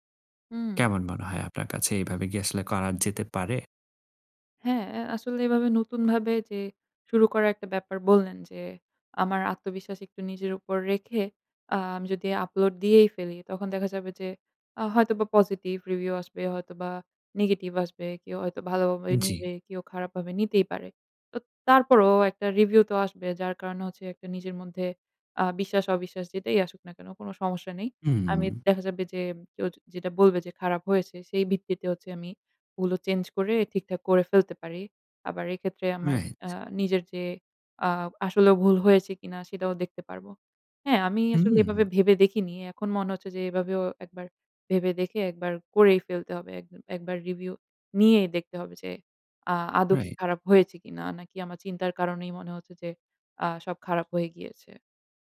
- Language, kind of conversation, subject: Bengali, advice, আপনার আগ্রহ কীভাবে কমে গেছে এবং আগে যে কাজগুলো আনন্দ দিত, সেগুলো এখন কেন আর আনন্দ দেয় না?
- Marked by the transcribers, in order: in English: "আপলোড"; in English: "রিভিউ"; in English: "রিভিউ"; in English: "রিভিউ"